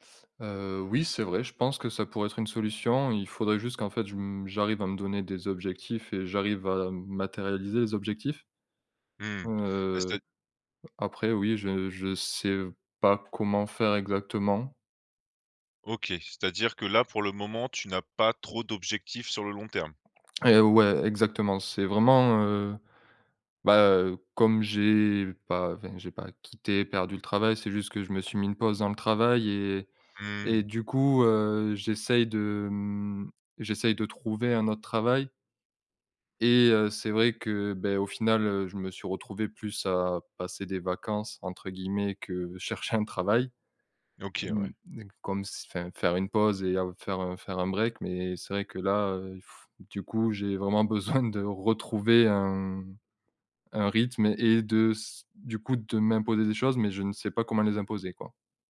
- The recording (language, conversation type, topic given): French, advice, Difficulté à créer une routine matinale stable
- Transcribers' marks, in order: laughing while speaking: "besoin"